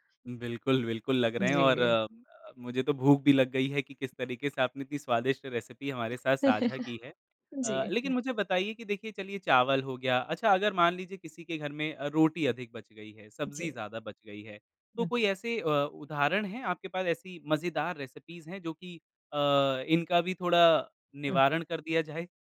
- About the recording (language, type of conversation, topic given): Hindi, podcast, बचे हुए खाने को नए और स्वादिष्ट रूप में बदलने के आपके पसंदीदा तरीके क्या हैं?
- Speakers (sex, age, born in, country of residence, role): female, 20-24, India, India, guest; male, 25-29, India, India, host
- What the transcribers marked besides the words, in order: tapping; laugh; in English: "रेसिपी"; other background noise; in English: "रेसिपीज़"